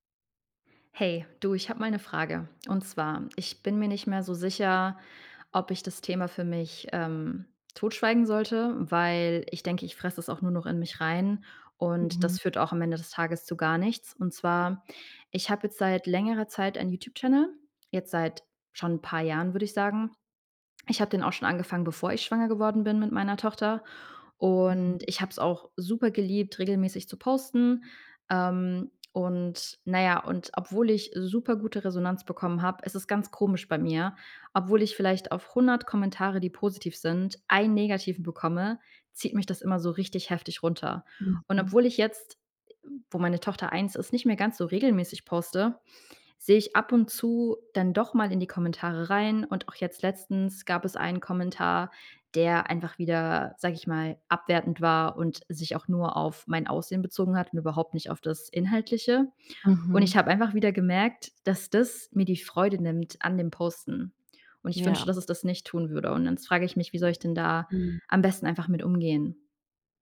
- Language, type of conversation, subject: German, advice, Wie kann ich damit umgehen, dass mich negative Kommentare in sozialen Medien verletzen und wütend machen?
- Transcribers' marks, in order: none